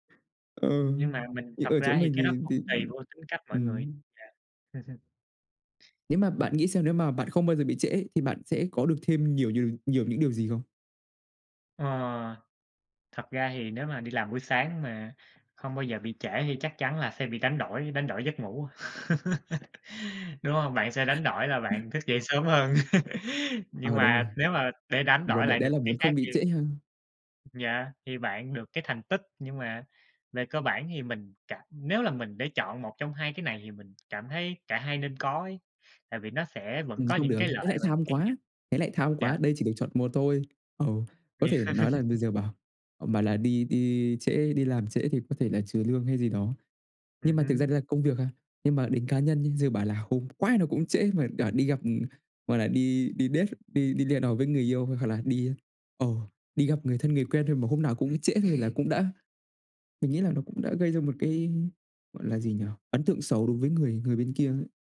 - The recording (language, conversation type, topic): Vietnamese, unstructured, Bạn muốn sống một cuộc đời không bao giờ phải chờ đợi hay một cuộc đời không bao giờ đến muộn?
- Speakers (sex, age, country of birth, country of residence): male, 20-24, Vietnam, Vietnam; male, 25-29, Vietnam, United States
- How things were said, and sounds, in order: chuckle; other background noise; laugh; unintelligible speech; laughing while speaking: "hơn"; laugh; tapping; laugh; in English: "date"; "hẹn" said as "đẹn"